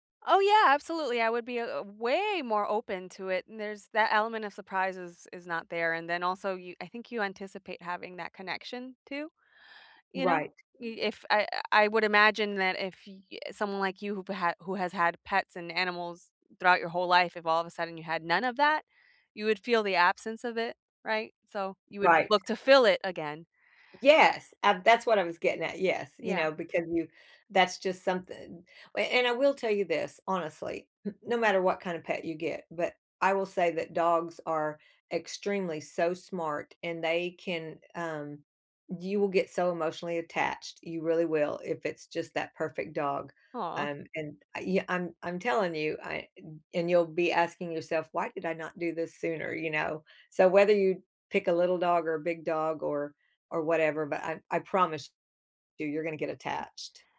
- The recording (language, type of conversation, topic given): English, unstructured, Why do you think pets become part of the family?
- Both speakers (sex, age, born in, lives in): female, 30-34, United States, United States; female, 60-64, United States, United States
- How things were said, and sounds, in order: drawn out: "way"; other background noise